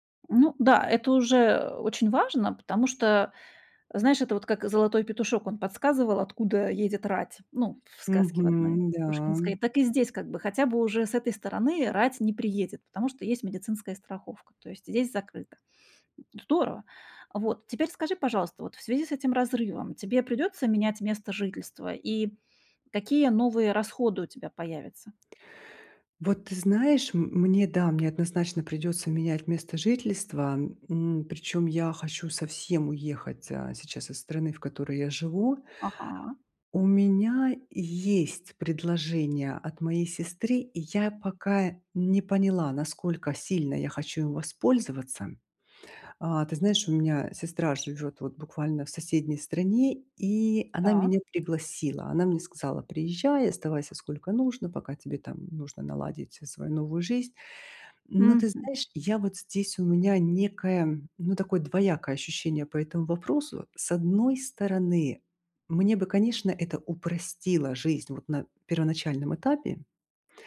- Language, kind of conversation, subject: Russian, advice, Как лучше управлять ограниченным бюджетом стартапа?
- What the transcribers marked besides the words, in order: tapping; other noise